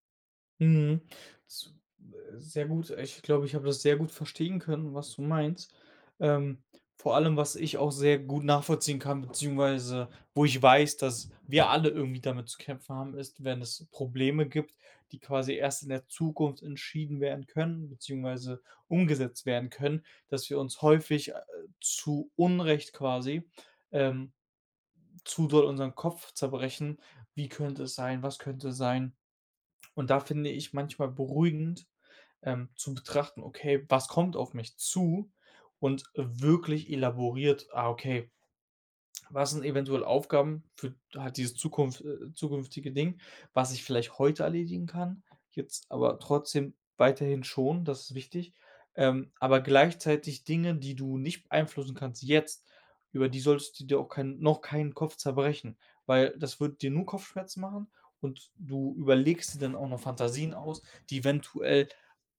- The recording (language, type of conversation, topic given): German, advice, Wie kann ich nach einer Krankheit oder Verletzung wieder eine Routine aufbauen?
- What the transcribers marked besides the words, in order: tapping; other background noise